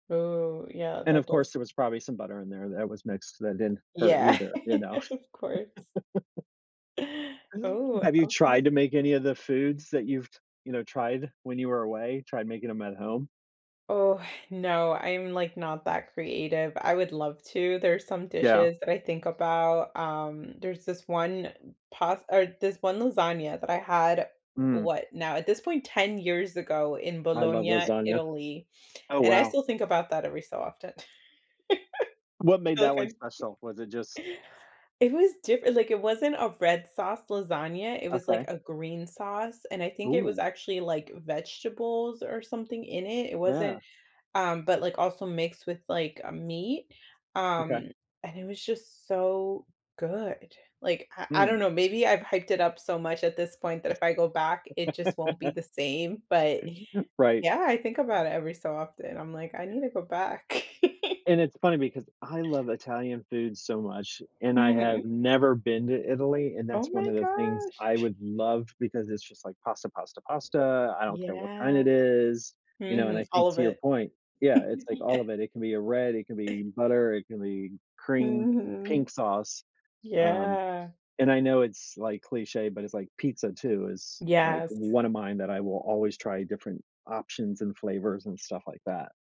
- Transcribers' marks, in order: chuckle; other background noise; chuckle; tapping; laugh; unintelligible speech; chuckle; chuckle; chuckle; chuckle; laughing while speaking: "Yeah"
- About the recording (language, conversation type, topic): English, unstructured, How has trying new foods while traveling changed your perspective on different cultures?
- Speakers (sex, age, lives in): female, 35-39, United States; male, 55-59, United States